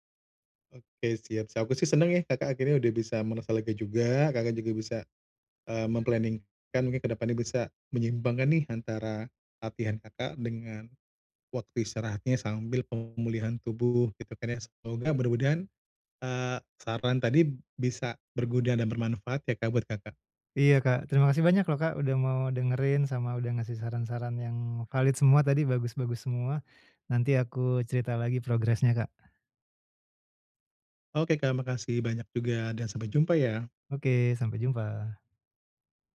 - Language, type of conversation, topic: Indonesian, advice, Bagaimana cara menyeimbangkan latihan dan pemulihan tubuh?
- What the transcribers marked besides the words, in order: other background noise; in English: "mem-planning"; "menyeimbangkan" said as "menyimbangkan"